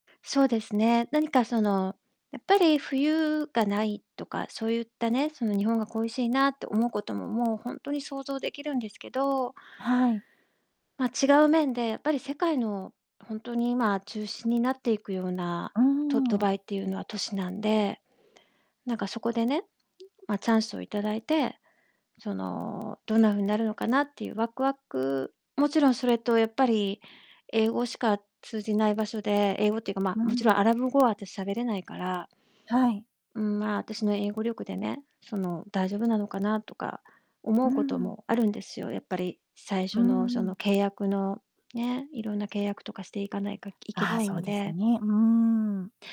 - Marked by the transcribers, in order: distorted speech
- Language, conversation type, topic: Japanese, advice, 長年住んだ街を離れて引っ越すことになった経緯や、今の気持ちについて教えていただけますか？